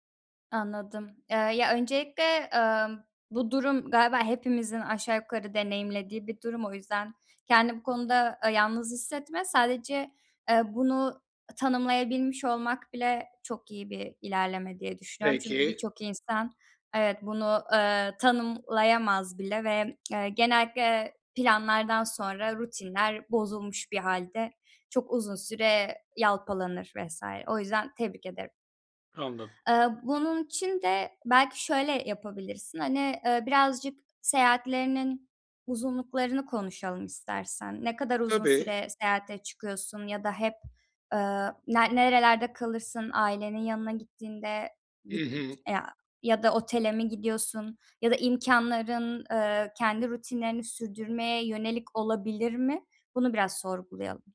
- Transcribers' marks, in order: other background noise
- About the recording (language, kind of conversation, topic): Turkish, advice, Seyahat veya taşınma sırasında yaratıcı alışkanlıklarınız nasıl bozuluyor?
- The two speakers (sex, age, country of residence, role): female, 25-29, Germany, advisor; male, 45-49, Spain, user